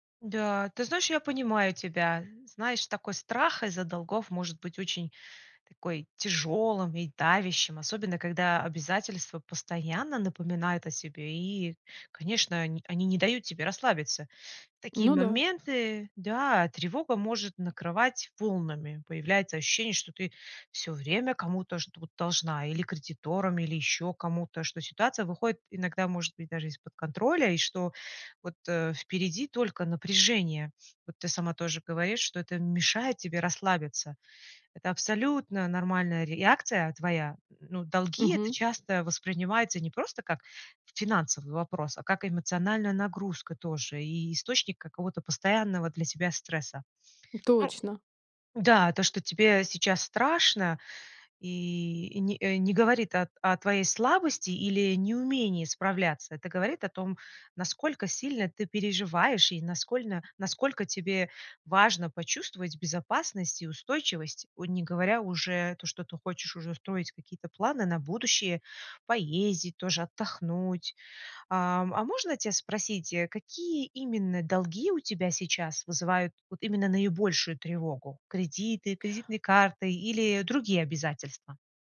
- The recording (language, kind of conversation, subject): Russian, advice, Как мне справиться со страхом из-за долгов и финансовых обязательств?
- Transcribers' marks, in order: other background noise; tapping